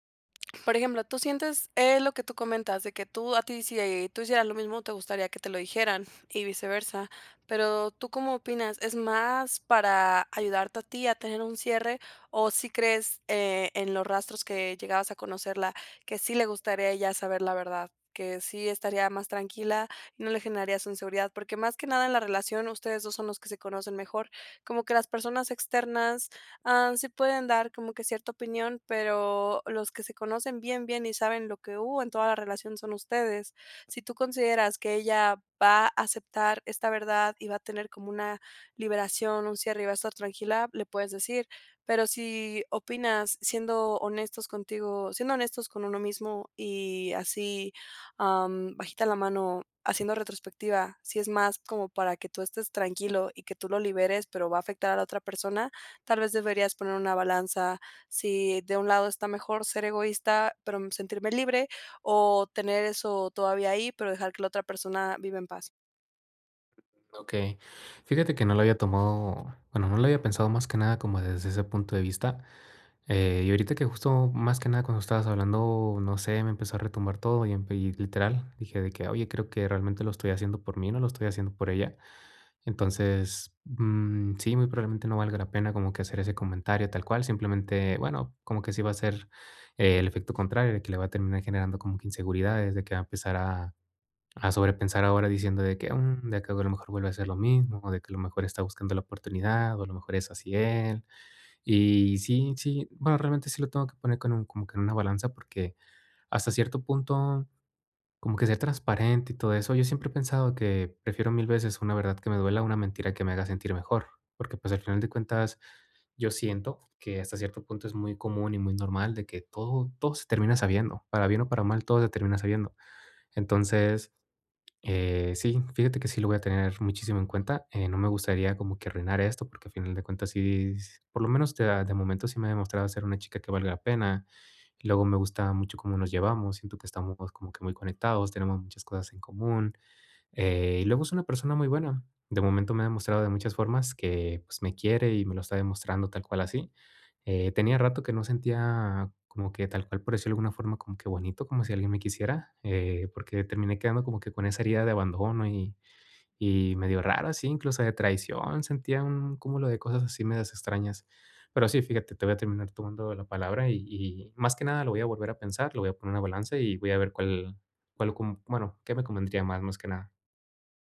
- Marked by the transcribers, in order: tapping; other background noise
- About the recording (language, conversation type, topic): Spanish, advice, ¿Cómo puedo aprender de mis errores sin culparme?